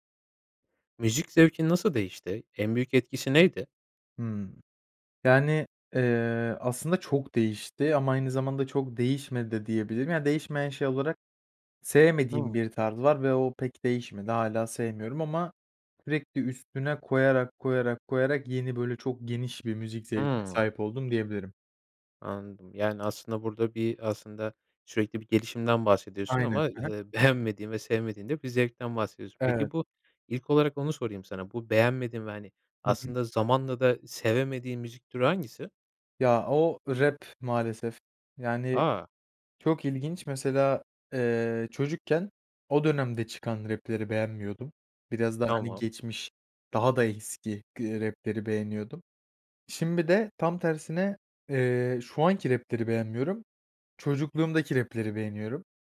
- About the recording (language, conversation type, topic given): Turkish, podcast, Müzik zevkin zaman içinde nasıl değişti ve bu değişimde en büyük etki neydi?
- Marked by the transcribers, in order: unintelligible speech; tapping; laughing while speaking: "beğenmediğin"